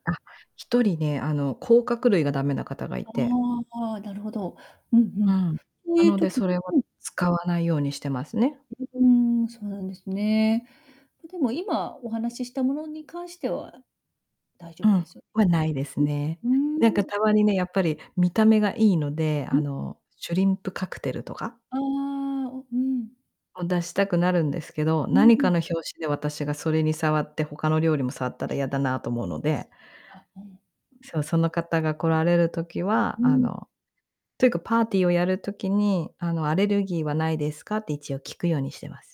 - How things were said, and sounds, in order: distorted speech; other background noise
- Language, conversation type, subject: Japanese, podcast, 友達にふるまうときの得意料理は何ですか？